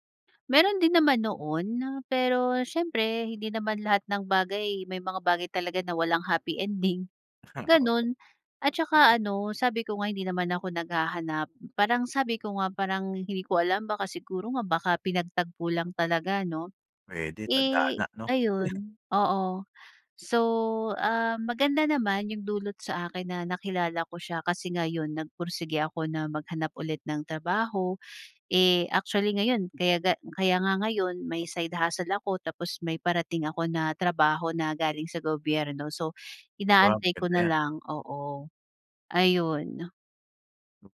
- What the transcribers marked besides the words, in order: chuckle
- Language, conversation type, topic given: Filipino, podcast, Sino ang bigla mong nakilala na nagbago ng takbo ng buhay mo?